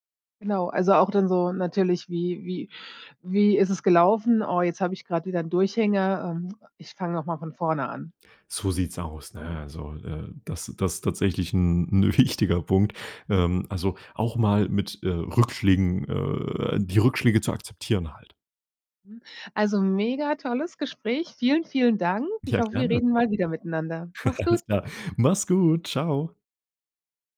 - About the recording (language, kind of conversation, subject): German, podcast, Wie gehst du mit deiner täglichen Bildschirmzeit um?
- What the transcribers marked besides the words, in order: laughing while speaking: "wichtiger"; giggle